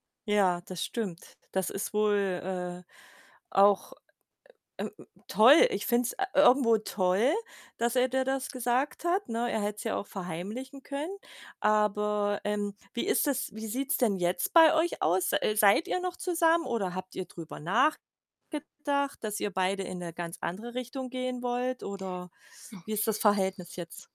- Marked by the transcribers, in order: other noise
- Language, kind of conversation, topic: German, advice, Wie empfindest du deine Eifersucht, wenn dein Partner Kontakt zu seinen Ex-Partnern hat?